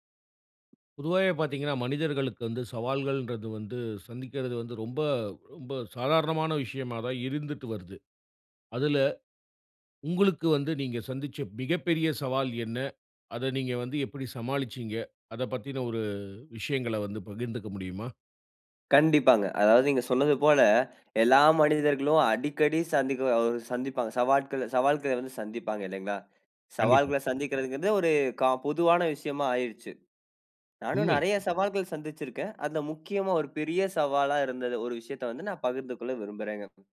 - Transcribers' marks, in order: tapping; other noise; inhale; other background noise
- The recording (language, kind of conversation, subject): Tamil, podcast, பெரிய சவாலை எப்படி சமாளித்தீர்கள்?